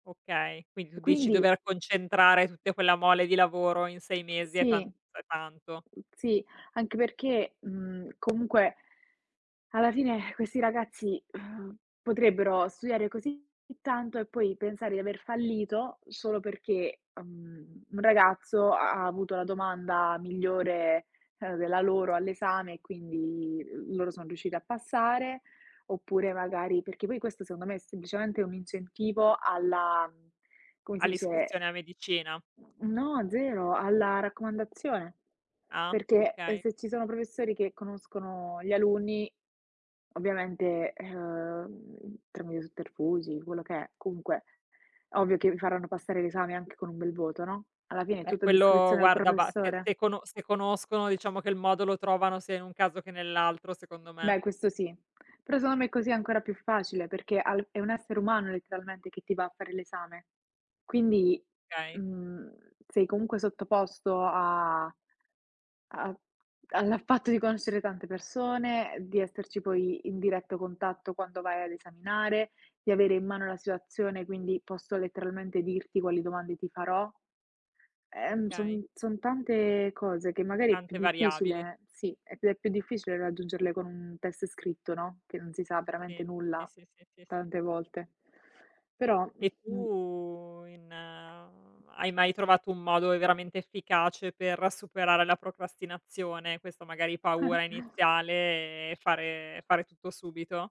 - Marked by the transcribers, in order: tapping; sigh; other background noise; "Okay" said as "kay"; chuckle
- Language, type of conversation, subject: Italian, unstructured, Ti è mai capitato di rimandare qualcosa per paura di fallire?